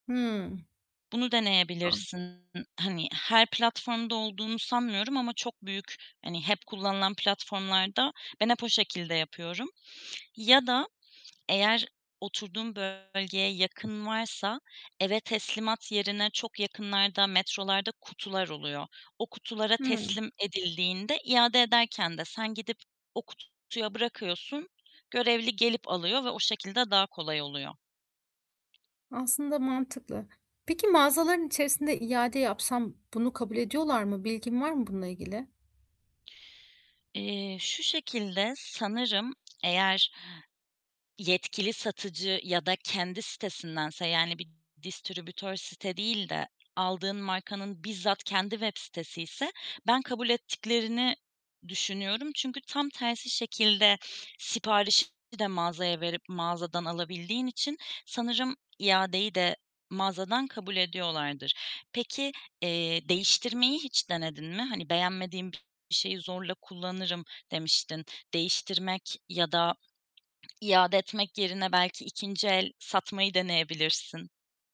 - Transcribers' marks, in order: distorted speech; tapping; static; other background noise
- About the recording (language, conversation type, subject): Turkish, advice, Çevrimiçi veya mağazada alışveriş yaparken kıyafetlerin bedeninin ve kalitesinin doğru olduğundan nasıl emin olabilirim?
- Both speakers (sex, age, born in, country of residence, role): female, 25-29, Turkey, Italy, advisor; female, 35-39, Turkey, Germany, user